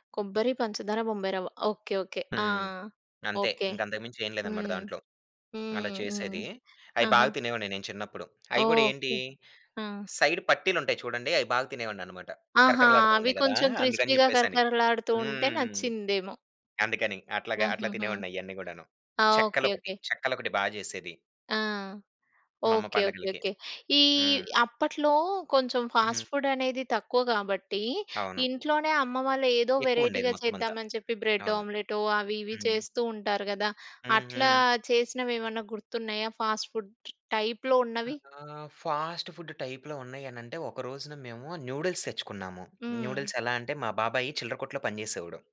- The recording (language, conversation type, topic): Telugu, podcast, మీ చిన్నప్పటి ఆహారానికి సంబంధించిన ఒక జ్ఞాపకాన్ని మాతో పంచుకుంటారా?
- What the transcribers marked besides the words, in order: in English: "సైడ్"; in English: "క్రిస్పీగా"; in English: "ఫాస్ట్ ఫుడ్"; in English: "వెరైటీగా"; in English: "బ్రెడ్ ఆమ్లెట్"; in English: "ఫాస్ట్ ఫుడ్ టైప్‌లో"; in English: "ఫాస్ట్ ఫుడ్ టైప్‌లో"; in English: "న్యూడిల్స్"; in English: "న్యూడిల్స్"